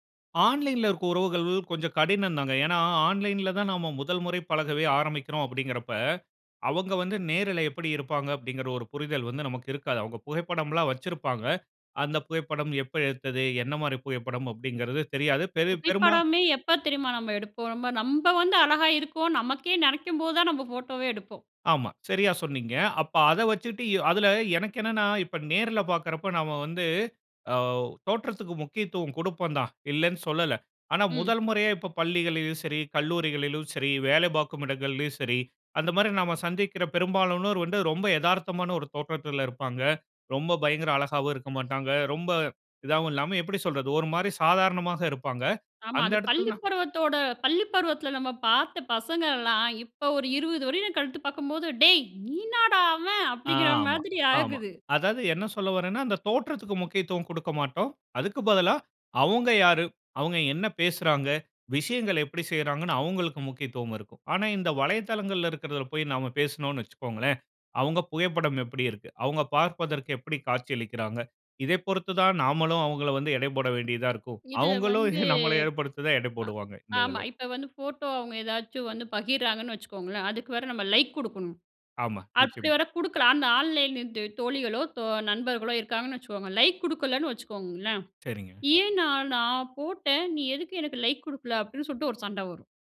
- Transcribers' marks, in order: surprised: "டேய், நீன்னாடா அவன்"; laughing while speaking: "அப்படிங்கிற மாதிரி ஆகுது"; laughing while speaking: "அவங்களும் நம்மள ஏற்படுத்தி தான் எடை போடுவாங்க. இந்த இதில"; drawn out: "வந்து"
- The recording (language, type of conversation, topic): Tamil, podcast, நேரில் ஒருவரை சந்திக்கும் போது உருவாகும் நம்பிக்கை ஆன்லைனில் எப்படி மாறுகிறது?